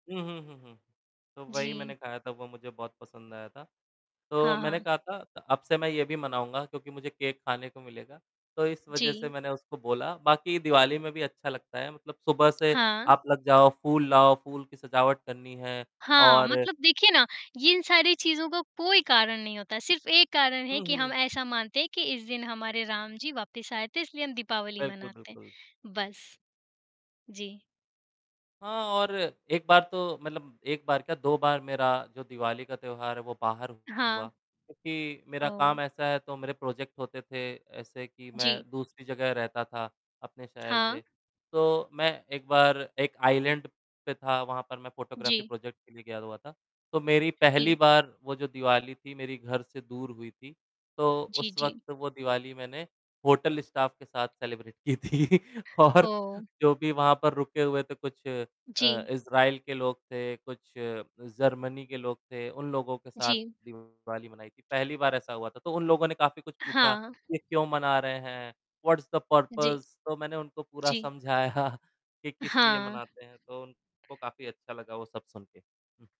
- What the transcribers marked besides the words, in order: distorted speech; in English: "प्रोजेक्ट"; in English: "आइलैंड"; in English: "फ़ोटोग्राफ़ी प्रोजेक्ट"; in English: "होटल स्टाफ़"; in English: "सेलिब्रेट"; laughing while speaking: "की थी और"; in English: "व्हाट्स द पर्पज़"; laughing while speaking: "समझाया"
- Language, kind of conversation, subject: Hindi, unstructured, त्योहारों का हमारे जीवन में क्या महत्व है?